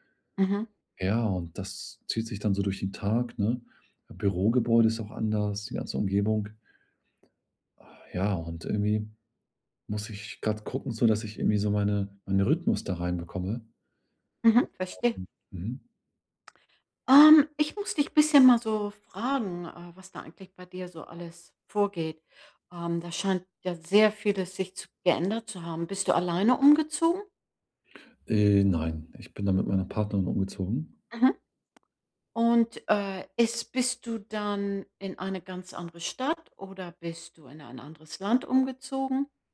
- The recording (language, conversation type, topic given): German, advice, Wie kann ich beim Umzug meine Routinen und meine Identität bewahren?
- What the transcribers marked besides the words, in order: unintelligible speech